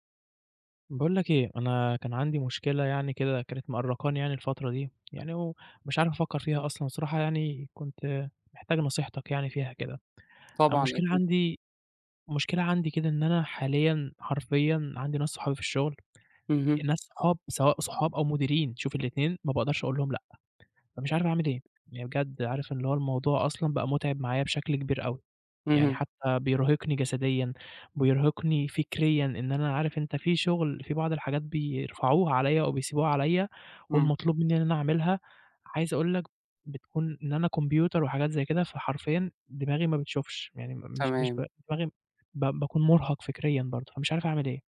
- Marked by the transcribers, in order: tapping
- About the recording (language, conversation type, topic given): Arabic, advice, إزاي أقدر أقول لا لزمايلي من غير ما أحس بالذنب؟